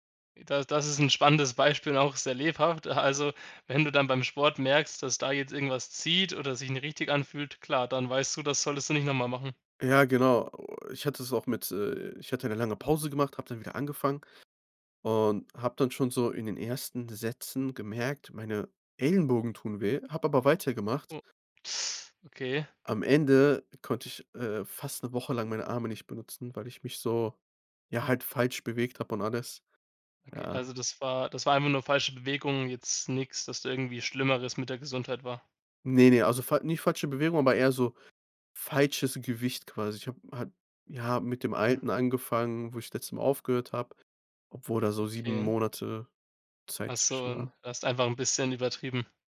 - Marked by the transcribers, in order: laughing while speaking: "A also"; teeth sucking; other noise
- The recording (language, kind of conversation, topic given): German, podcast, Welche Rolle spielen Fehler in deinem Lernprozess?